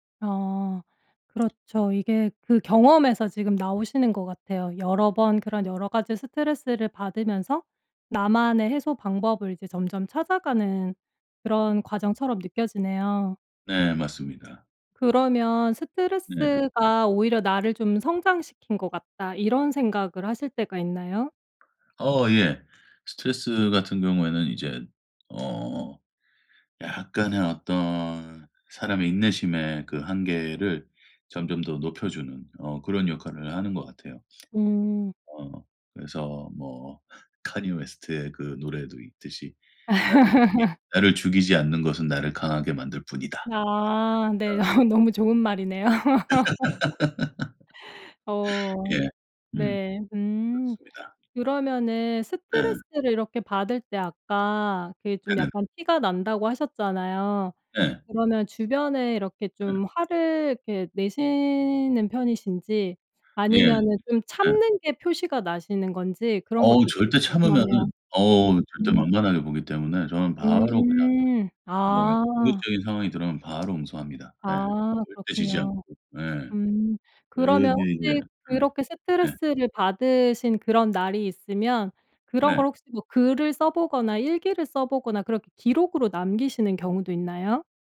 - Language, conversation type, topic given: Korean, podcast, 스트레스를 받을 때는 보통 어떻게 푸시나요?
- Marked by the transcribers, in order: tapping; other background noise; laugh; laughing while speaking: "어"; laughing while speaking: "말이네요"; laugh; unintelligible speech